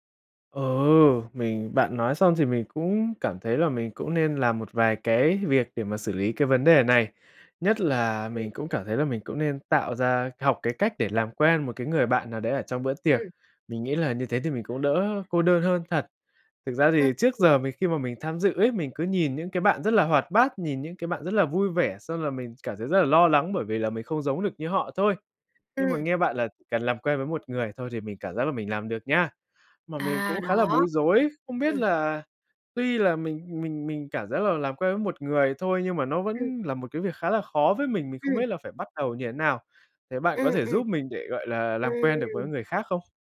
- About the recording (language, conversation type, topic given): Vietnamese, advice, Cảm thấy cô đơn giữa đám đông và không thuộc về nơi đó
- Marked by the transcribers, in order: other background noise; tapping